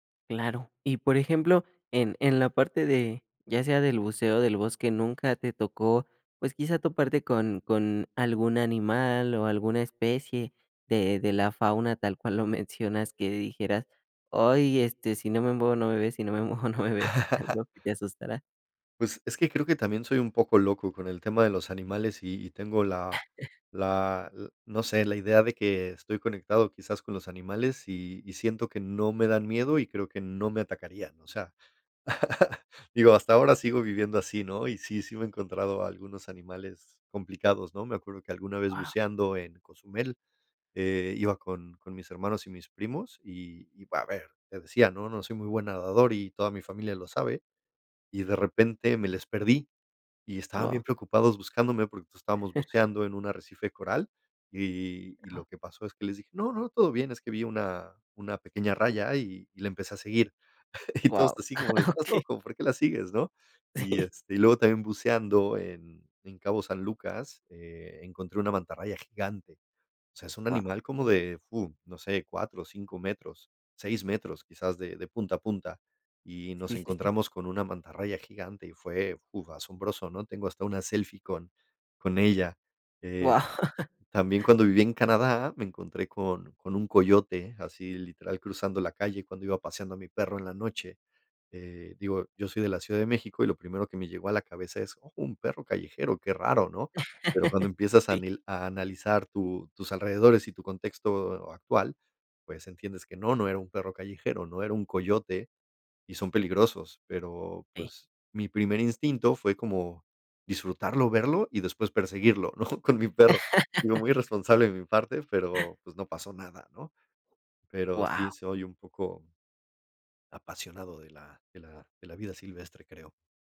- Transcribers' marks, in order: chuckle; chuckle; chuckle; other noise; laughing while speaking: "Okey"; laughing while speaking: "Sí"; laughing while speaking: "Guau"; laugh; laugh
- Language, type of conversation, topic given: Spanish, podcast, ¿Cómo describirías la experiencia de estar en un lugar sin ruido humano?